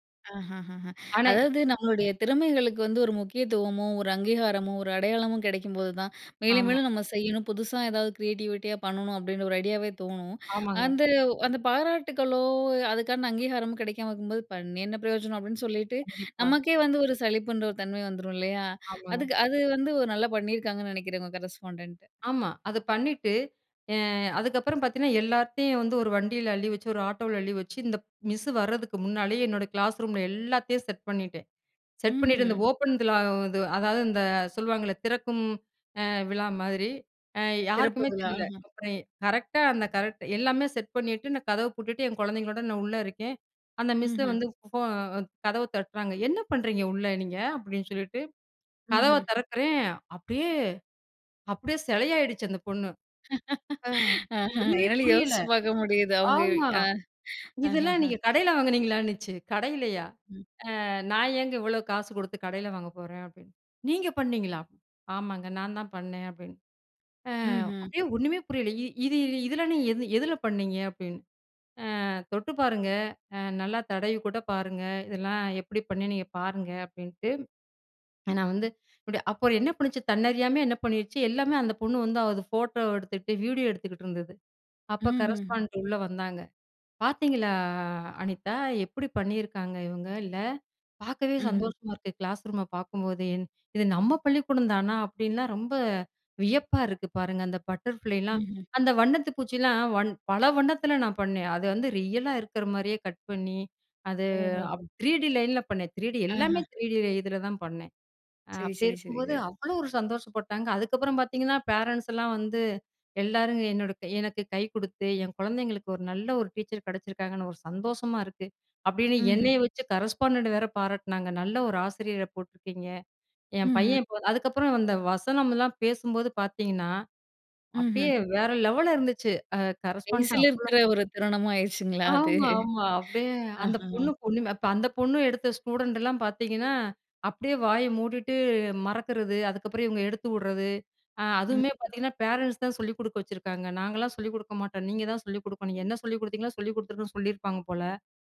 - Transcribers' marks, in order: in English: "கிரியேட்டிவிட்டியா"; in English: "கரஸ்பாண்டன்ட்"; in English: "கிளாஸ் ரூம்ல"; in English: "செட்"; in English: "செட்"; other background noise; in English: "செட்"; laughing while speaking: "அ என்னால யோசிச்சு பார்க்க முடியுது. அவுங்க, அ"; other noise; in English: "கரஸ்பாண்டன்ட்"; in English: "பட்டர்ஃபிளைலாம்"; in English: "ரியலா"; in English: "பேரன்ட்ஸ்"; in English: "கரஸ்பாண்டன்ட்ட"; in English: "கரஸ்பாண்டன்ட்"; in English: "A/C ல"; in English: "ஸ்டூடண்ட்லாம்"; in English: "பேரன்ட்ஸ்"
- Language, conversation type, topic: Tamil, podcast, உன் படைப்புகள் உன்னை எப்படி காட்டுகின்றன?